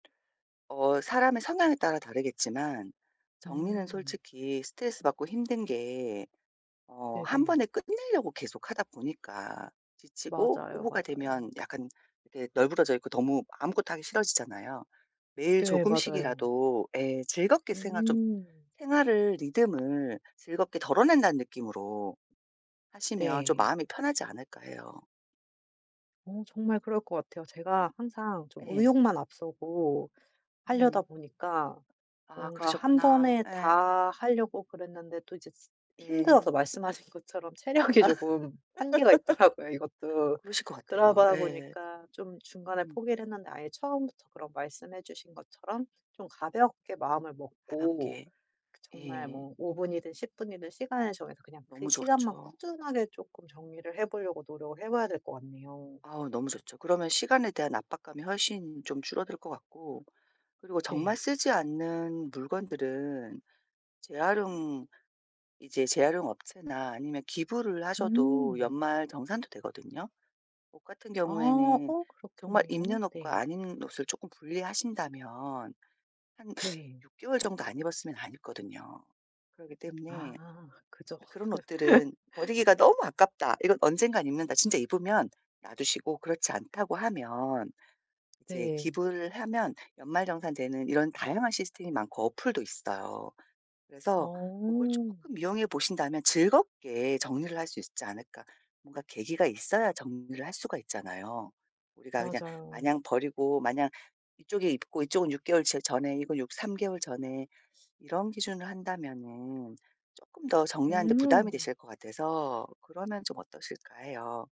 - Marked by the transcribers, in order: tapping; other background noise; laughing while speaking: "체력이"; laugh; laughing while speaking: "있더라고요"; laugh
- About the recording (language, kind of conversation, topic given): Korean, advice, 집안 소지품을 효과적으로 줄이는 방법은 무엇인가요?